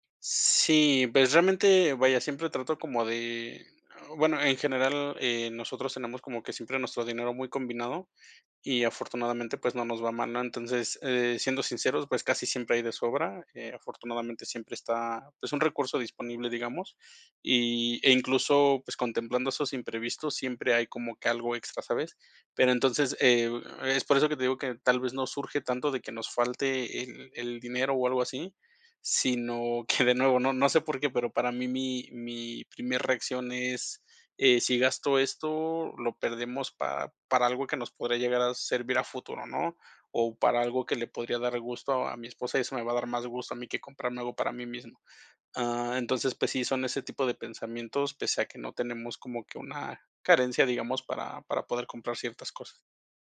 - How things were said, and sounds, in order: other background noise; chuckle
- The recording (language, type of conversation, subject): Spanish, advice, ¿Por qué me siento culpable o ansioso al gastar en mí mismo?